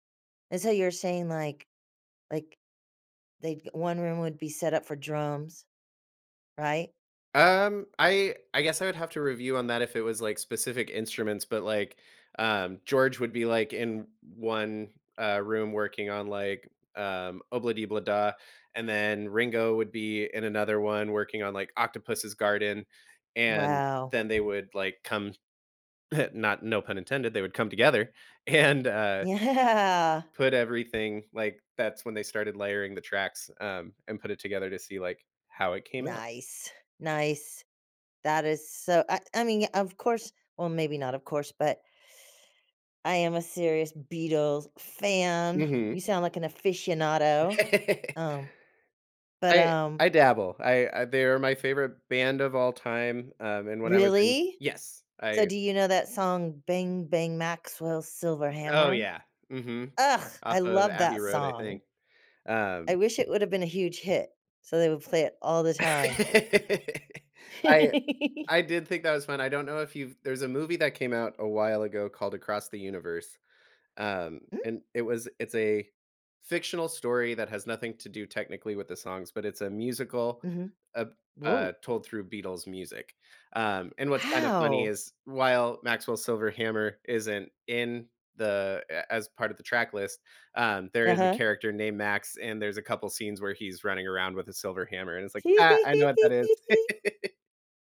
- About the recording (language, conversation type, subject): English, unstructured, Do you enjoy listening to music more or playing an instrument?
- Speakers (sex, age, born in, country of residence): female, 60-64, United States, United States; male, 35-39, United States, United States
- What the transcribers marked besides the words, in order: other background noise; chuckle; laughing while speaking: "and"; laughing while speaking: "Yeah"; tapping; inhale; laugh; laugh; giggle; giggle; laugh